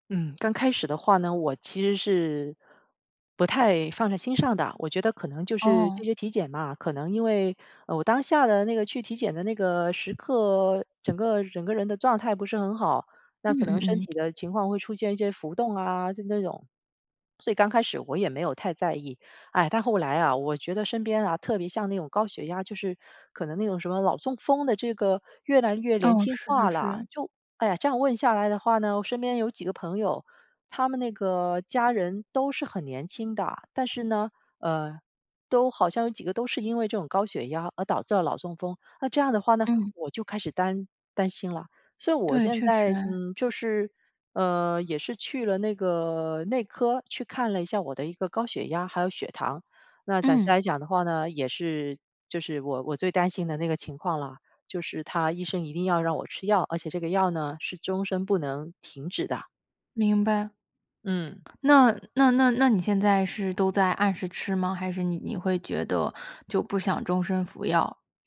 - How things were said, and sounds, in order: other background noise; "脑中风" said as "老中风"; "年轻化" said as "连轻化"; "脑" said as "老中风"
- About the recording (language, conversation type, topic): Chinese, advice, 当你把身体症状放大时，为什么会产生健康焦虑？